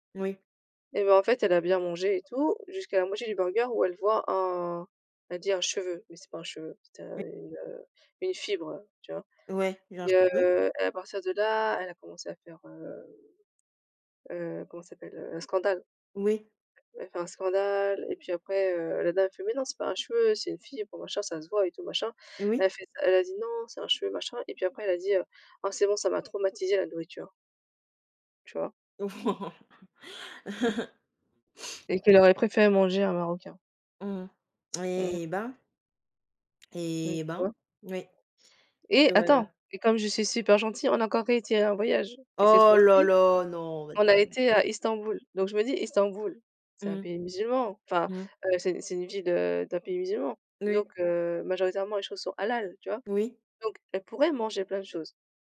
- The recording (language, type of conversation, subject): French, unstructured, Quelles sont tes stratégies pour trouver un compromis ?
- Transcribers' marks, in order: laugh; other background noise; drawn out: "eh"; drawn out: "Eh"; stressed: "Oh là là"; unintelligible speech